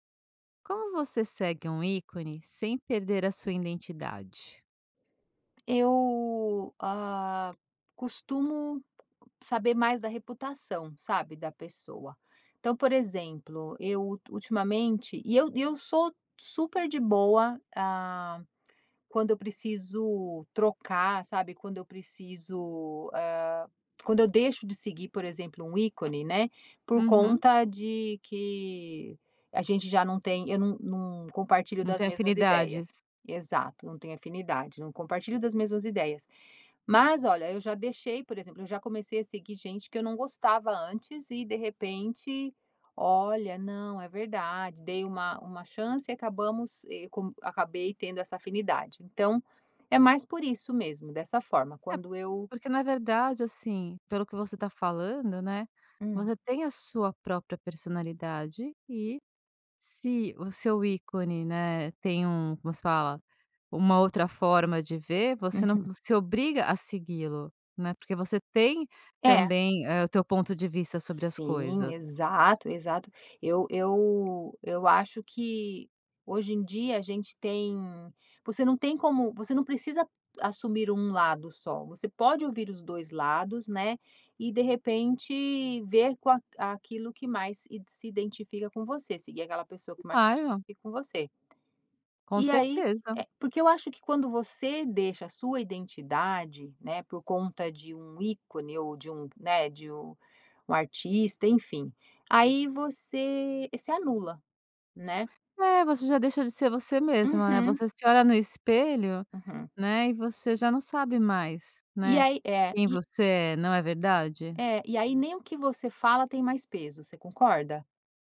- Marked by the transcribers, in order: tapping; other background noise
- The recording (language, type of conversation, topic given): Portuguese, podcast, Como seguir um ícone sem perder sua identidade?